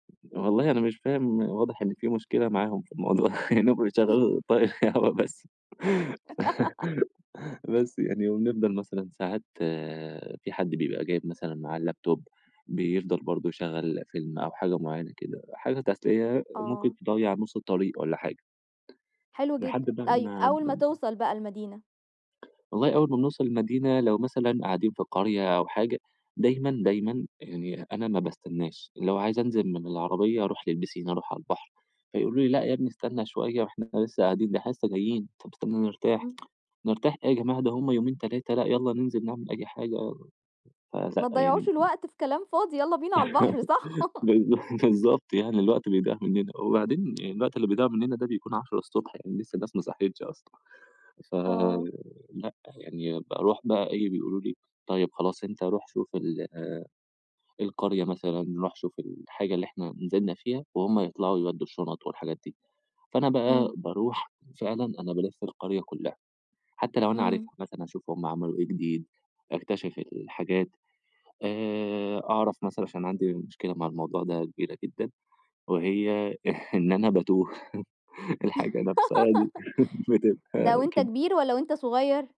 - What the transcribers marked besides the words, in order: other background noise; laughing while speaking: "الموضوع، لإنّهم بيشغّلوا طاير يا هَوا بس"; chuckle; laugh; in English: "اللاب توب"; tapping; unintelligible speech; in French: "للبيسين"; tsk; laugh; laughing while speaking: "بالضبط"; chuckle; chuckle; laugh; chuckle
- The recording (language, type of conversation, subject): Arabic, podcast, إيه أكتر مدينة سحرتك وليه؟